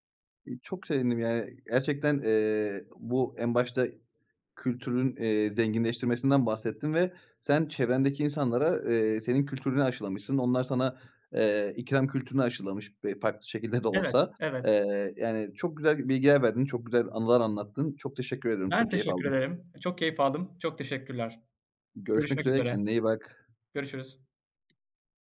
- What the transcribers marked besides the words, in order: tapping
- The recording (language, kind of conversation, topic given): Turkish, podcast, İki kültür arasında olmak nasıl hissettiriyor?